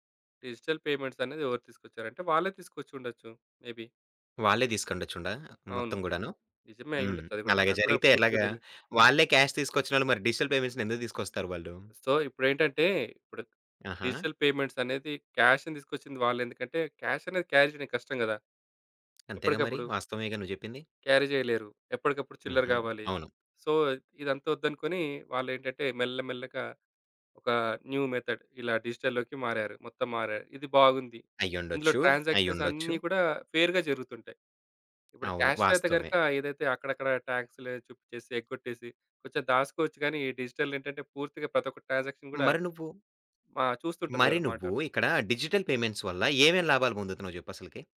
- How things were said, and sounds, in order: in English: "డిజిటల్ పేమెంట్స్"; in English: "మేబి"; in English: "క్యాష్"; in English: "డిజిటల్ పేమెంట్స్‌ని"; other background noise; in English: "సో"; in English: "డిజిటల్ పేమెంట్స్"; in English: "క్యాష్‌ని"; in English: "క్యాష్"; in English: "క్యాష్"; tapping; in English: "క్యారీ"; in English: "సో"; in English: "న్యూ మెథడ్"; in English: "డిజిటల్‌లోకి"; in English: "ట్రాన్సాక్షన్స్"; in English: "ఫెయిర్‌గా"; in English: "క్యాష్‌లో"; in English: "డిజిటల్"; in English: "ట్రాన్సాక్షన్"; in English: "మానిటర్"; in English: "డిజిటల్ పేమెంట్స్"
- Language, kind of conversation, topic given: Telugu, podcast, డిజిటల్ చెల్లింపులు పూర్తిగా అమలులోకి వస్తే మన జీవితం ఎలా మారుతుందని మీరు భావిస్తున్నారు?